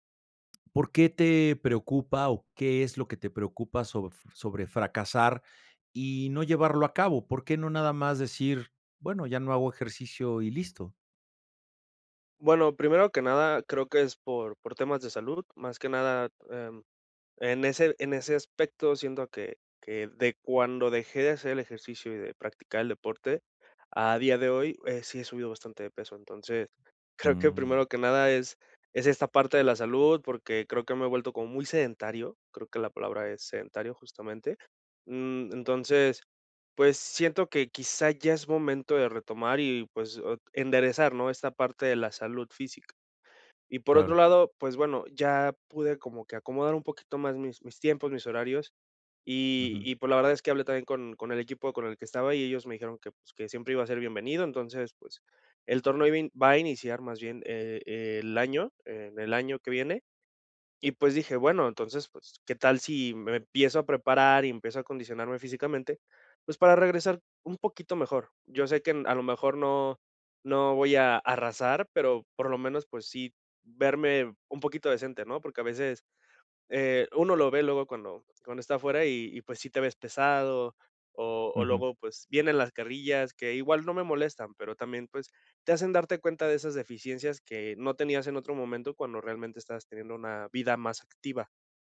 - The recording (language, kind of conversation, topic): Spanish, advice, ¿Cómo puedo dejar de postergar y empezar a entrenar, aunque tenga miedo a fracasar?
- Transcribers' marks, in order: other background noise; laughing while speaking: "creo que primero"